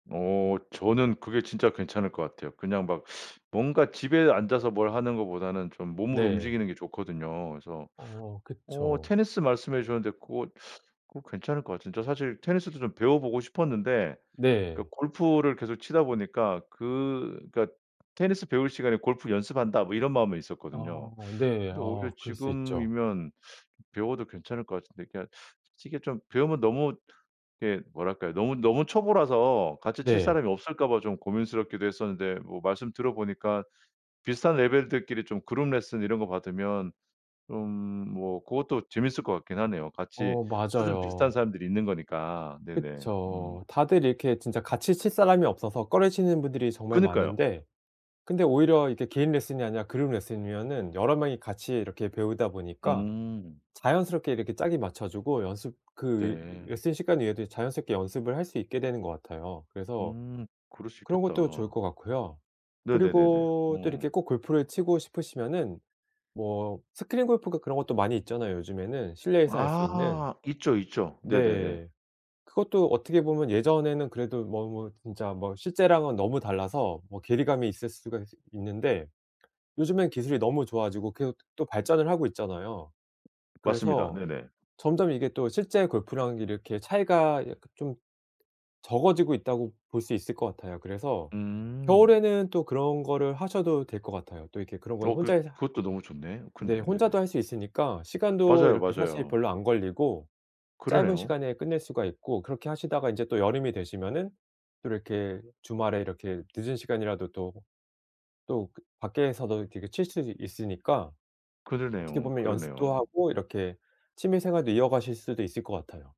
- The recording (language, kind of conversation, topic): Korean, advice, 바쁜 일상 속에서 취미로 스트레스를 어떻게 풀고 꾸준히 유지할 수 있을까요?
- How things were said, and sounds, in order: other background noise; tapping